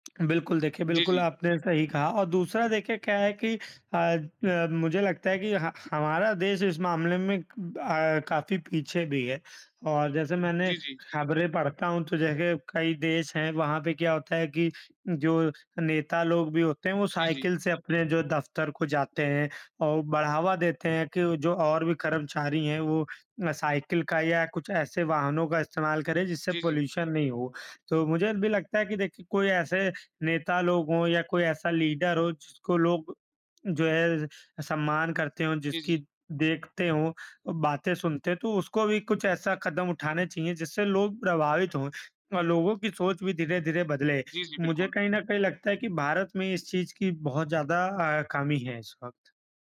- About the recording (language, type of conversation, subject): Hindi, unstructured, क्या पर्यावरण संकट मानवता के लिए सबसे बड़ा खतरा है?
- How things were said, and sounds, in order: tapping; in English: "पॉल्यूशन"; in English: "लीडर"